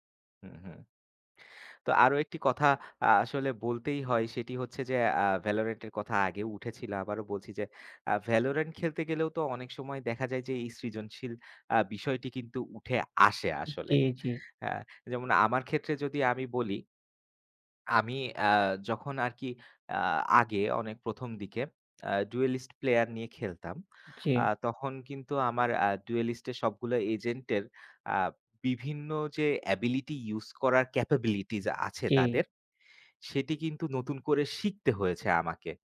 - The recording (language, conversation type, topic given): Bengali, unstructured, গেমিং কি আমাদের সৃজনশীলতাকে উজ্জীবিত করে?
- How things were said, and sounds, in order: other background noise; tapping; lip smack